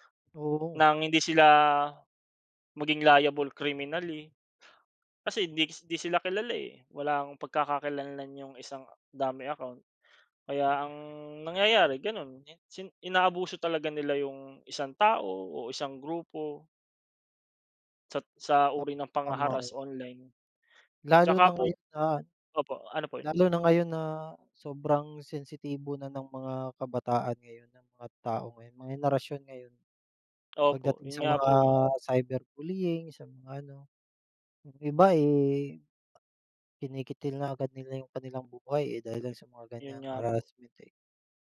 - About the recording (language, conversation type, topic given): Filipino, unstructured, Ano ang palagay mo sa panliligalig sa internet at paano ito nakaaapekto sa isang tao?
- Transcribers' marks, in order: in English: "liable criminally"; tapping